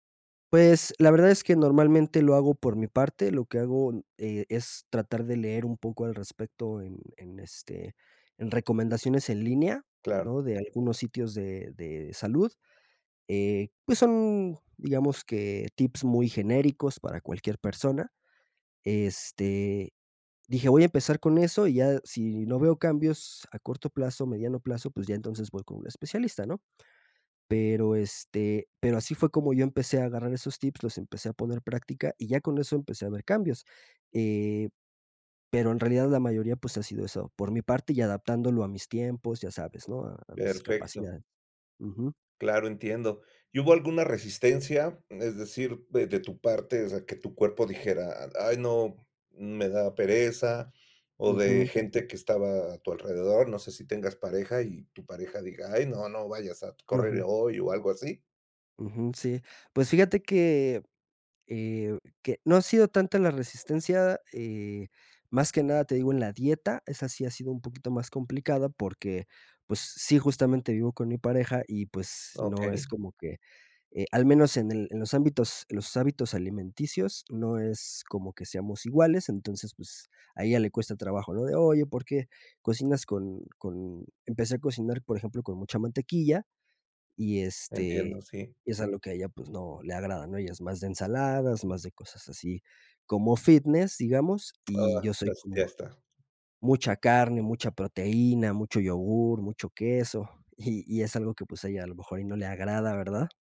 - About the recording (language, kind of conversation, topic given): Spanish, podcast, ¿Qué pequeños cambios han marcado una gran diferencia en tu salud?
- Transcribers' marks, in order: other background noise; other noise; tapping